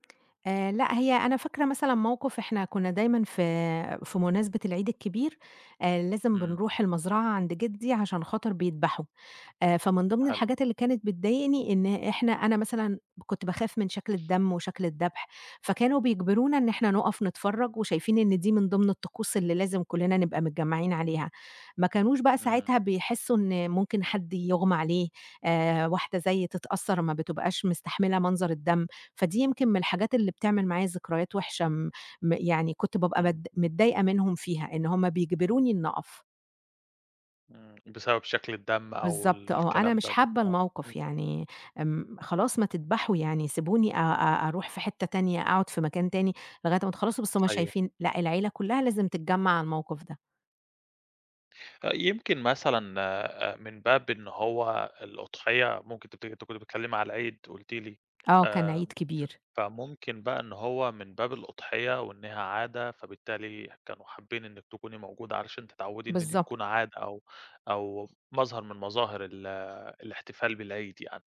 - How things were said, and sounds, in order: none
- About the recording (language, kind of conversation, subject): Arabic, podcast, إيه طقوس تحضير الأكل مع أهلك؟